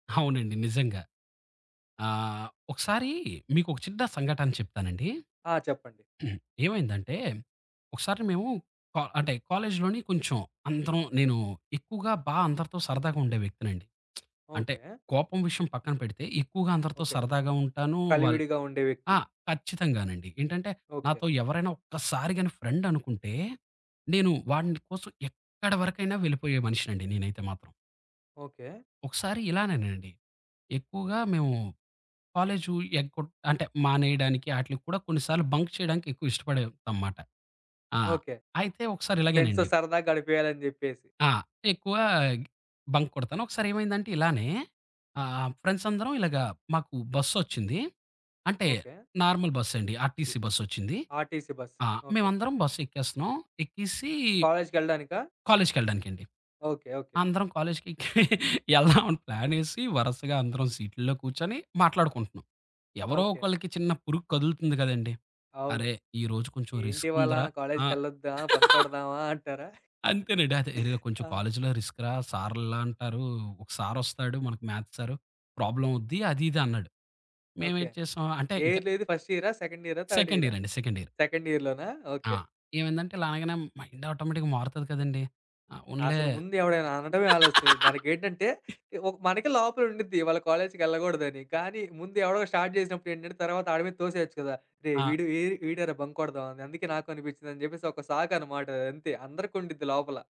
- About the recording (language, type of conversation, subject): Telugu, podcast, ఒక రిస్క్ తీసుకుని అనూహ్యంగా మంచి ఫలితం వచ్చిన అనుభవం ఏది?
- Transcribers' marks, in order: throat clearing; lip smack; in English: "ఫ్రెండ్"; in English: "బంక్"; in English: "ఫ్రెండ్స్‌తో"; in English: "బంక్"; in English: "ఫ్రెండ్స్"; in English: "నార్మల్"; in English: "ఆర్టీసీ"; in English: "ఆర్టీసీ"; laughing while speaking: "ఎళ్దాం అని ప్లానేసి"; chuckle; other background noise; giggle; in English: "రిస్క్‌రా"; in English: "మ్యాథ్"; in English: "ఇయర్‌లో"; in English: "ఫస్ట్"; in English: "సెకండ్"; in English: "సెకండ్"; in English: "థర్డ్"; in English: "సెకండ్"; in English: "సెకండ్ ఇయర్‌లోనా"; in English: "మైండ్ ఆటోమేటిక్‌గా"; laugh; in English: "స్టార్ట్"